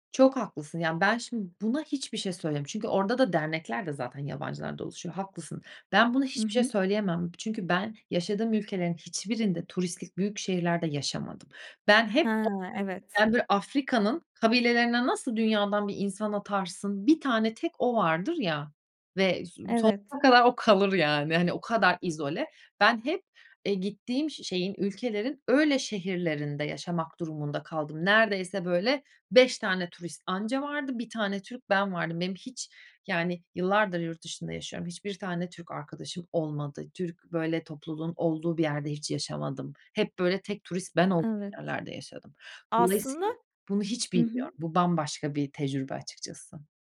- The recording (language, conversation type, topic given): Turkish, podcast, Dil bilmeden nasıl iletişim kurabiliriz?
- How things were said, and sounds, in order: other background noise